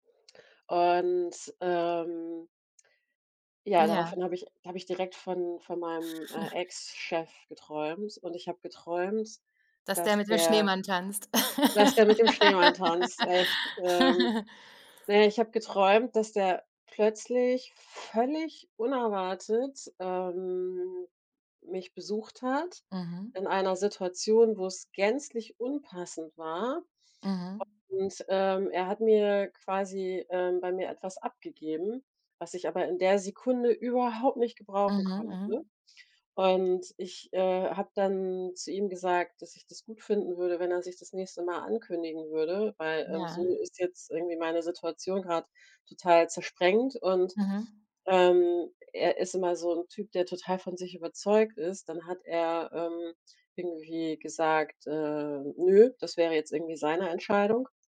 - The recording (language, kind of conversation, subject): German, unstructured, Welche Rolle spielen Träume bei der Erkundung des Unbekannten?
- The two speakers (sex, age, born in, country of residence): female, 45-49, Germany, Germany; female, 45-49, Germany, Germany
- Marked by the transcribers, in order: chuckle; laugh; drawn out: "ähm"; other background noise